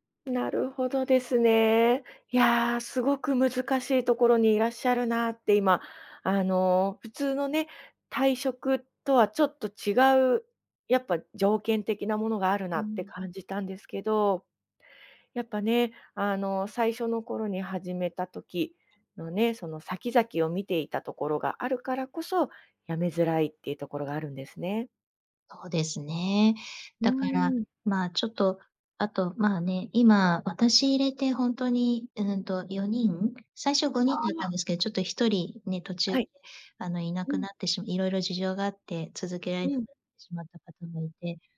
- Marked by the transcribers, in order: other background noise
- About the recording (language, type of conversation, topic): Japanese, advice, 退職すべきか続けるべきか決められず悩んでいる